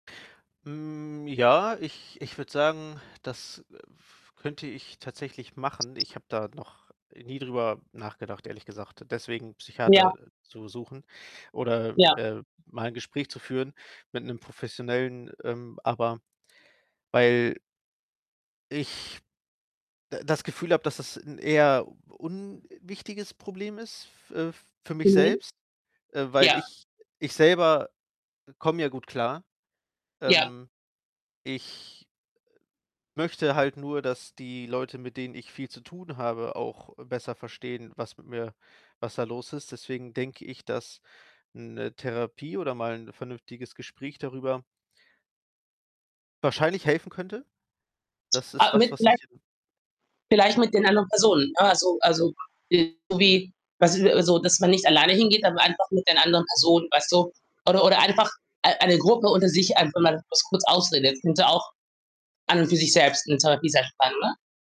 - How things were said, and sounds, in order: other background noise; distorted speech; unintelligible speech; unintelligible speech
- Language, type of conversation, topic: German, advice, Warum fühle ich mich unsicher, meine emotionalen Bedürfnisse offen anzusprechen?
- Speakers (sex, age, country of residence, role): female, 40-44, Germany, advisor; male, 30-34, Germany, user